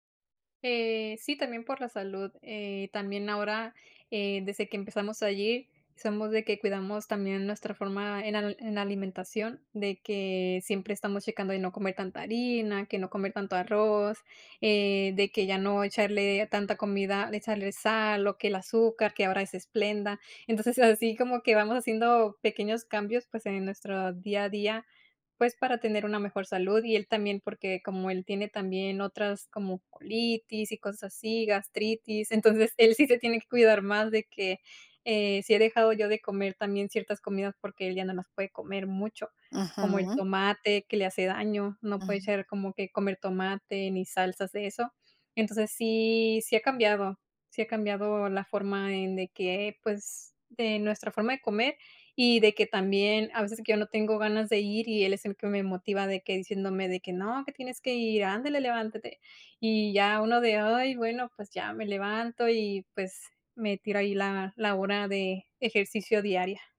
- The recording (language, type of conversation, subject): Spanish, podcast, ¿Cómo te motivas para hacer ejercicio cuando no te dan ganas?
- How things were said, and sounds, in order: none